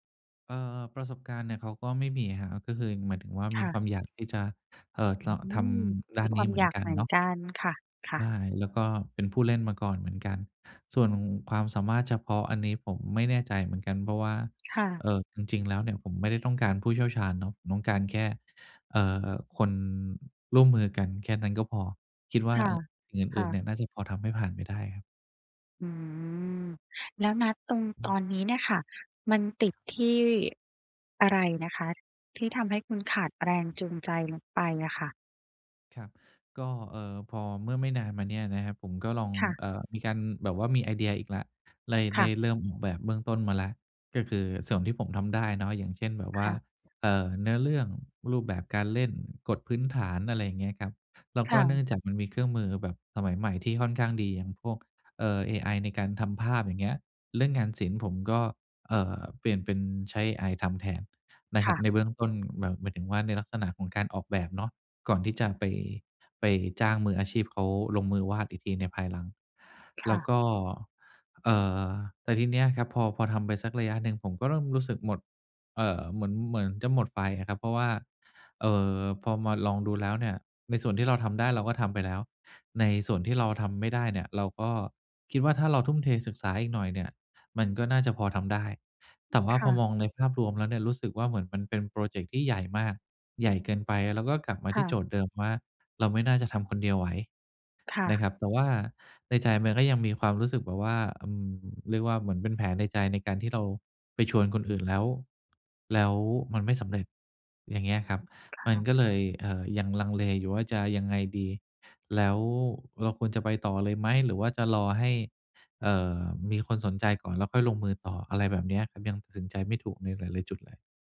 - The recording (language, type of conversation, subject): Thai, advice, จะรักษาแรงจูงใจในการทำตามเป้าหมายระยะยาวได้อย่างไรเมื่อรู้สึกท้อใจ?
- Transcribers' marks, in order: other background noise; other noise